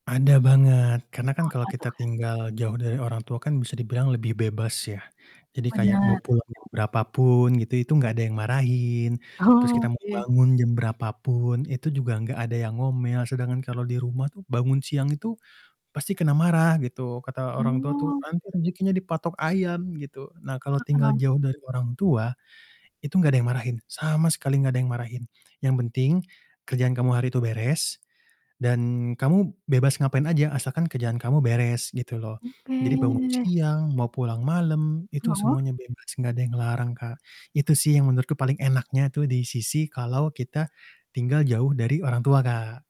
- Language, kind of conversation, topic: Indonesian, podcast, Kapan pertama kali kamu tinggal jauh dari keluarga?
- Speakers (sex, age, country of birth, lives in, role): female, 25-29, Indonesia, Indonesia, host; male, 25-29, Indonesia, Indonesia, guest
- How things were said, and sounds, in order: other background noise; distorted speech; static; laughing while speaking: "Oke"; tapping; unintelligible speech